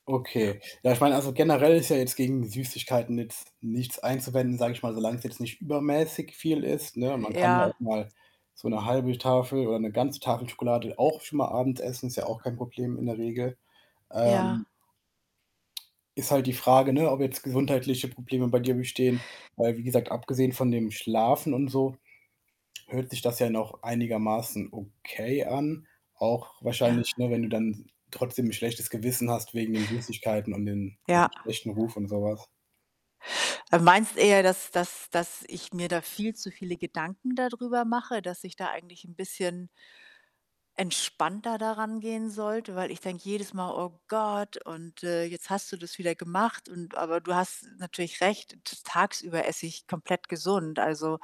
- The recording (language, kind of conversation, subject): German, advice, Wie sieht dein unregelmäßiges Essverhalten aus, und wann und warum greifst du abends zu späten Snacks?
- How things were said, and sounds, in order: static; other background noise; distorted speech